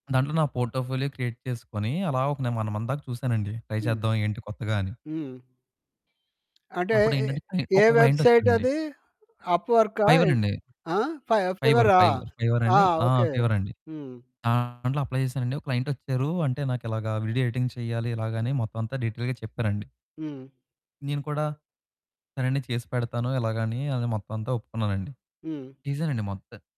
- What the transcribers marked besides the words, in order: in English: "పోర్టోఫోలియో క్రియేట్"; in English: "వన్ మంత్"; in English: "ట్రై"; in English: "క్లయింట్"; in English: "వెబ్సైట్"; in English: "ఫైవర్"; other background noise; in English: "ఫైవర్ ఫైవర్. ఫైవర్"; in English: "ఫైవర్"; distorted speech; in English: "అప్లై"; in English: "క్లయింట్"; in English: "వీడియో ఎడిటింగ్"; in English: "డీటెయిల్‌గా"
- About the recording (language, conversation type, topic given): Telugu, podcast, నీ జీవితంలో వచ్చిన ఒక పెద్ద మార్పు గురించి చెప్పగలవా?